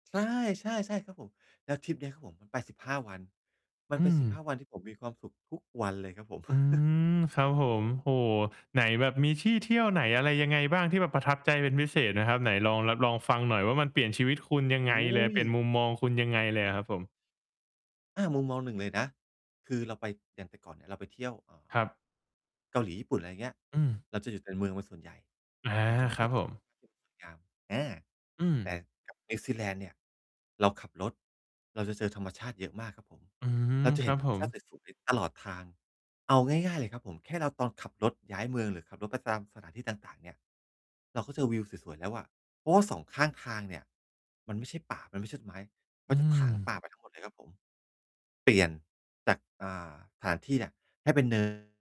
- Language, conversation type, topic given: Thai, podcast, คุณช่วยเล่าให้ฟังได้ไหมว่าสถานที่ท่องเที่ยวที่ทำให้มุมมองชีวิตของคุณเปลี่ยนไปคือที่ไหน?
- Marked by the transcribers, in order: distorted speech; chuckle; static; unintelligible speech